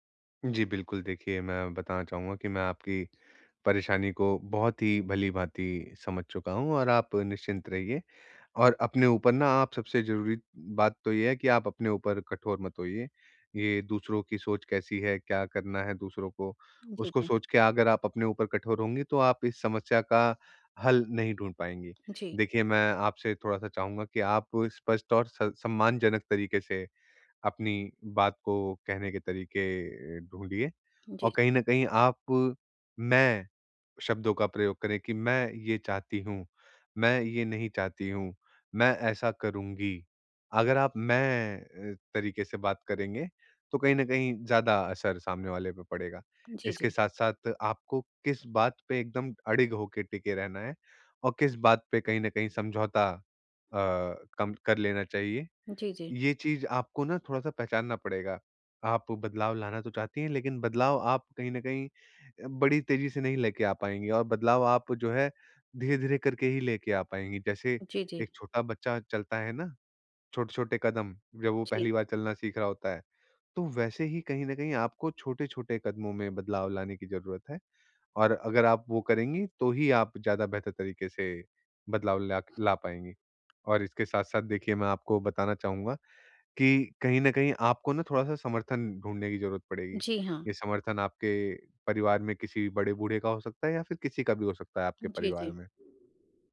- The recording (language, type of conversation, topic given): Hindi, advice, समूह में जब सबकी सोच अलग हो, तो मैं अपनी राय पर कैसे कायम रहूँ?
- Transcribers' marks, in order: drawn out: "मैं"; drawn out: "मैं"; tapping; other background noise